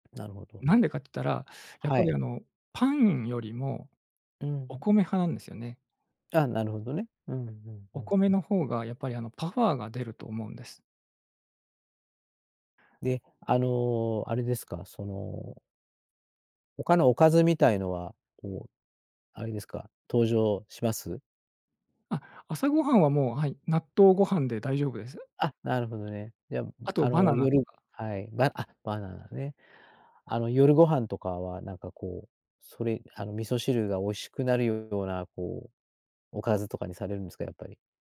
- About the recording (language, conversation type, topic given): Japanese, podcast, よく作る定番料理は何ですか？
- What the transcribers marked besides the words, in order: none